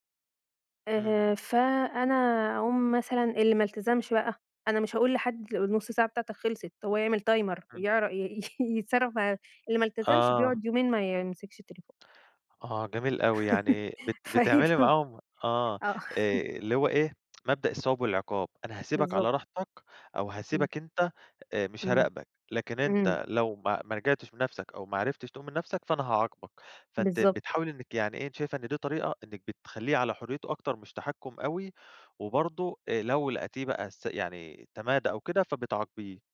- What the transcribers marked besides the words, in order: in English: "timer"; chuckle; laugh; laughing while speaking: "فإيه آه"; unintelligible speech; tsk
- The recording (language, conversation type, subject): Arabic, podcast, إيه رأيك في تربية الولاد بين أساليب الجيل القديم والجيل الجديد؟
- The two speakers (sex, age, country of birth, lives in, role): female, 35-39, Egypt, Egypt, guest; male, 25-29, Egypt, Greece, host